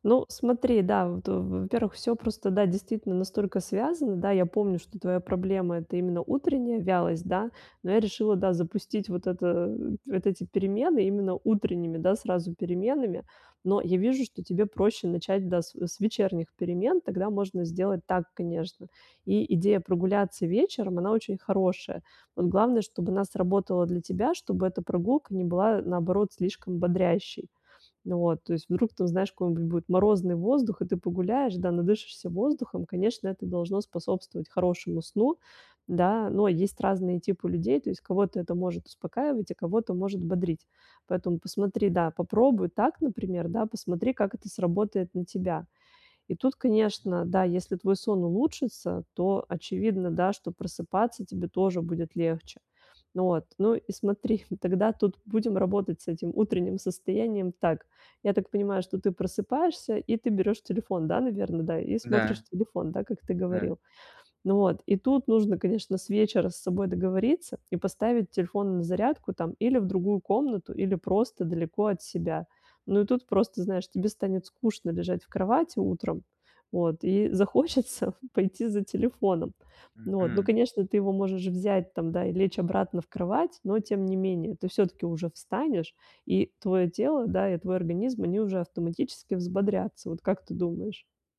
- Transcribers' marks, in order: other background noise; chuckle; chuckle
- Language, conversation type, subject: Russian, advice, Как мне просыпаться бодрее и побороть утреннюю вялость?